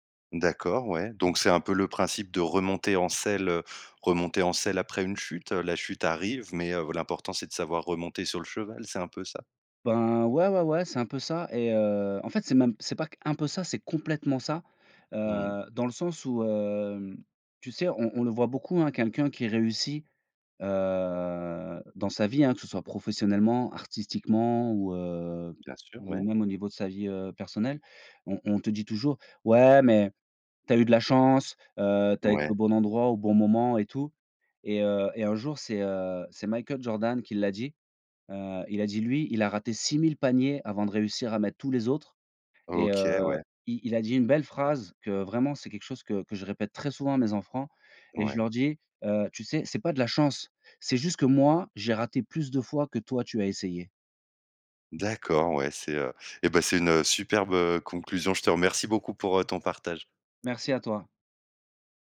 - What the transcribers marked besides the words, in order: stressed: "complètement"; drawn out: "heu"; "enfants" said as "enfrants"; other background noise
- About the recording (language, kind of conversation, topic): French, podcast, Quand tu fais une erreur, comment gardes-tu confiance en toi ?